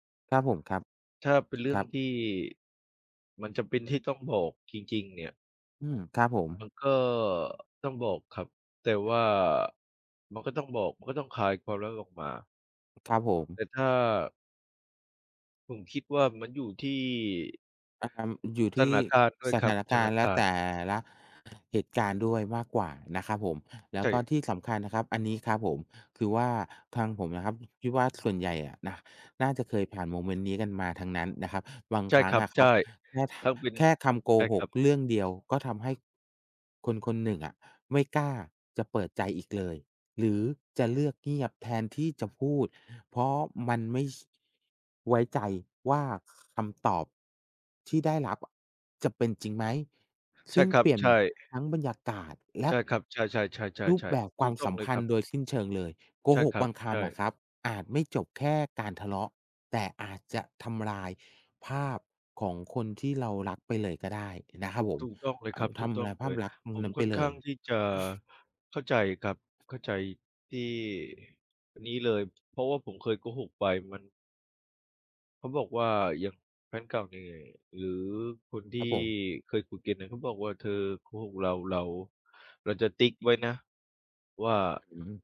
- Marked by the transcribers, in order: other background noise; background speech; tapping
- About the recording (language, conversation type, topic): Thai, unstructured, คุณคิดว่าการโกหกในความสัมพันธ์ควรมองว่าเป็นเรื่องใหญ่ไหม?